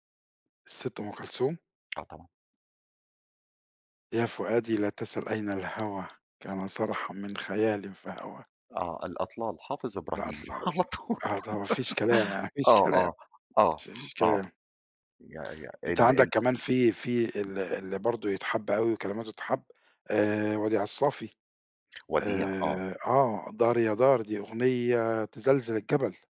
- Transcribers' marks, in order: tapping; laughing while speaking: "على طول"; giggle; unintelligible speech; other noise
- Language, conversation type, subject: Arabic, podcast, إيه هي الأغاني اللي عمرك ما بتملّ تسمعها؟